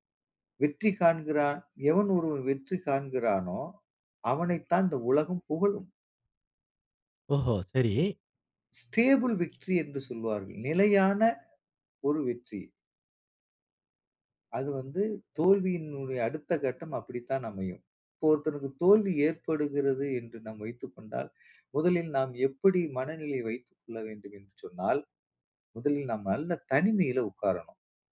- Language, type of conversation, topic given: Tamil, podcast, தோல்வியால் மனநிலையை எப்படி பராமரிக்கலாம்?
- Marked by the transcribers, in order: in English: "ஸ்டேபிள் விக்ட்டரி"; other background noise; inhale